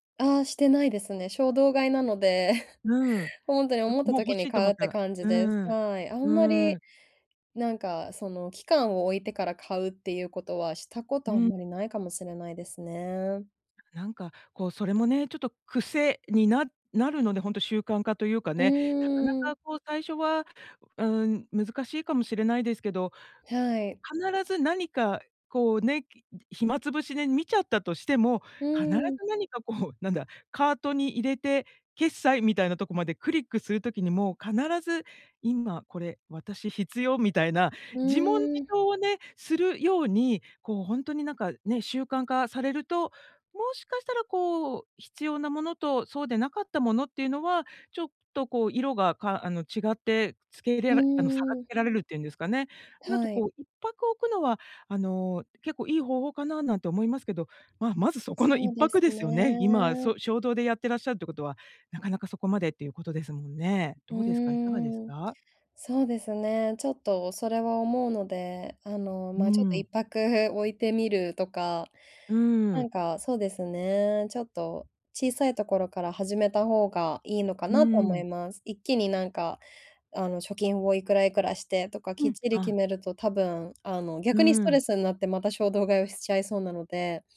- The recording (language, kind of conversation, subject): Japanese, advice, 衝動買いを抑えるために、日常でできる工夫は何ですか？
- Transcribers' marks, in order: other noise; laugh; put-on voice: "今これ私必要"; laughing while speaking: "そこの いっぱく ですよね"; laughing while speaking: "いっぱく"